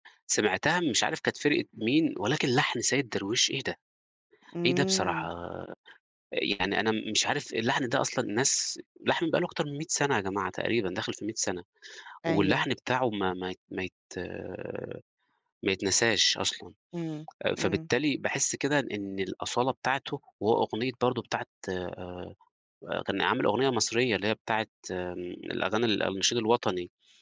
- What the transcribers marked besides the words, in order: tapping
- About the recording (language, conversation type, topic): Arabic, podcast, إيه أول أغنية أثّرت فيك، وسمعتها إمتى وفين لأول مرة؟